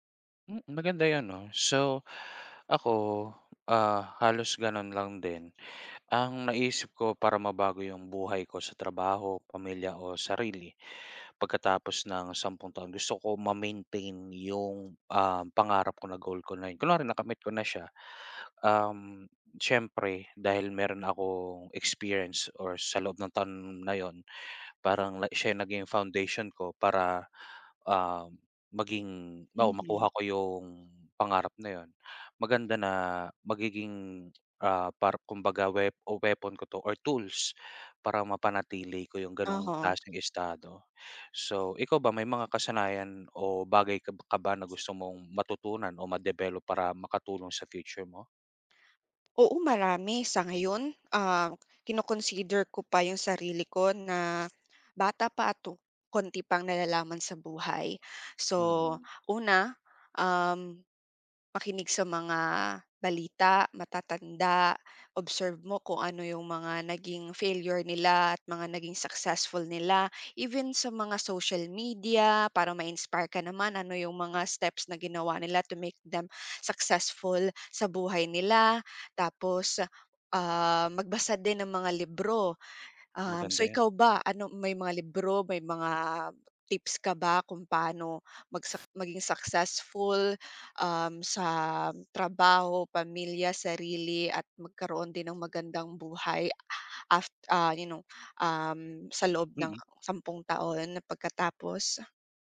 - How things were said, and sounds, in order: tapping; other background noise; in English: "to make them successful"; breath
- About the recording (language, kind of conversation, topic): Filipino, unstructured, Paano mo nakikita ang sarili mo sa loob ng sampung taon?